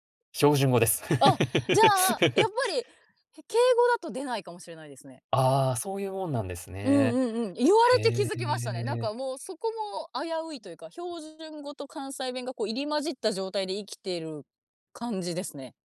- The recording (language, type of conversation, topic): Japanese, podcast, 出身地の方言で好きなフレーズはありますか？
- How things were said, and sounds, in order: laugh